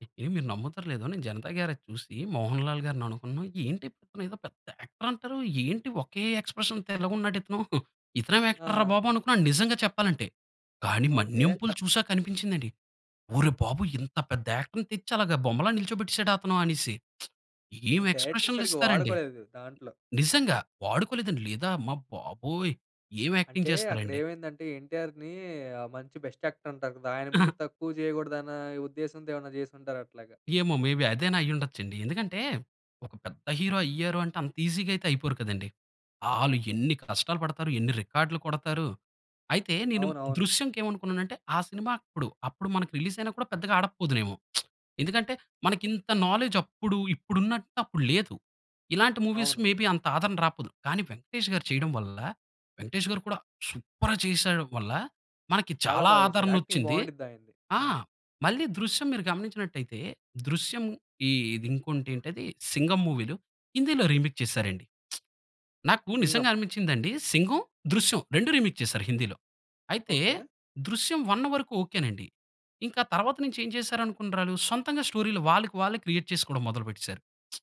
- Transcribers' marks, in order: in English: "యాక్టర్"; in English: "ఎక్స్ప్రెషన్‌తో"; in English: "యాక్టర్"; surprised: "ఒరీ బాబోయి! ఇంత పెద్ద యాక్టర్‌ని తెచ్చి అలగా బొమ్మలా నిల్చోబెట్టేసాడ"; in English: "యాక్టర్‌ని"; in English: "డైరెక్టర్"; lip smack; in English: "యాక్టింగ్"; in English: "బెస్ట్ యాక్టర్"; giggle; in English: "మేబి"; in English: "హీరో"; in English: "ఈజిగా"; in English: "రిలీజ్"; lip smack; in English: "నాలెడ్జ్"; in English: "మూవీస్ మేబి"; in English: "సూపర్‌గా"; in English: "యాక్టింగ్"; in English: "రీమేక్"; lip smack; in English: "రీమేక్"; in English: "వన్"; in English: "క్రియేట్"; other background noise
- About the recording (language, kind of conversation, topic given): Telugu, podcast, సినిమా రీమేక్స్ అవసరమా లేక అసలే మేలేనా?